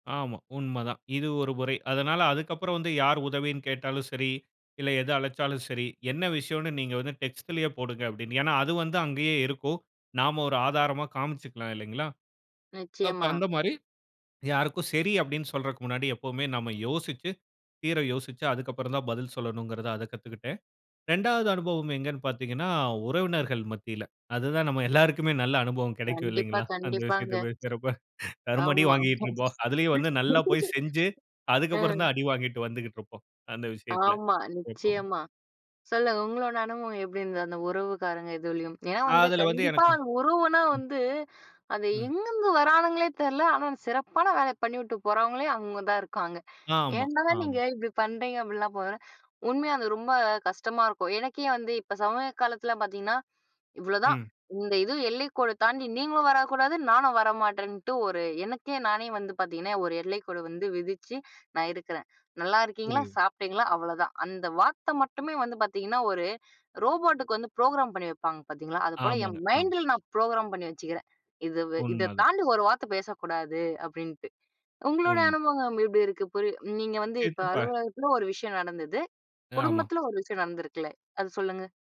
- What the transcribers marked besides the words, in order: other noise; laughing while speaking: "அந்த விஷயத்த பேசுறப தரும அடி … அந்த விஷயத்தில எப்பவும்"; other background noise; laugh; in English: "ப்ரோகிராம்"; in English: "ப்ரோகிராம்"
- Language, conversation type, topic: Tamil, podcast, நீங்கள் உங்கள் வரம்புகளை எங்கே வரையறுக்கிறீர்கள்?